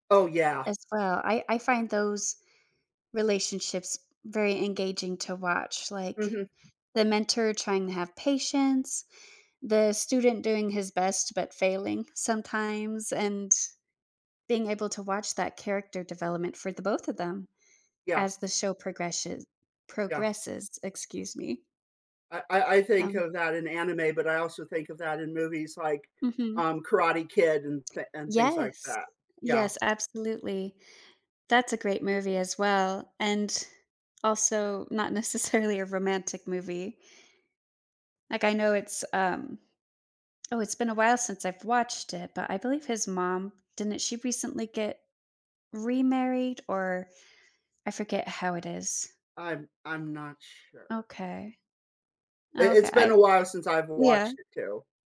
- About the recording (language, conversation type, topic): English, unstructured, What draws people to stories about romance compared to those about friendship?
- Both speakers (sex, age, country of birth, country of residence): female, 30-34, United States, United States; male, 30-34, United States, United States
- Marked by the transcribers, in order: other noise; laughing while speaking: "necessarily"; other background noise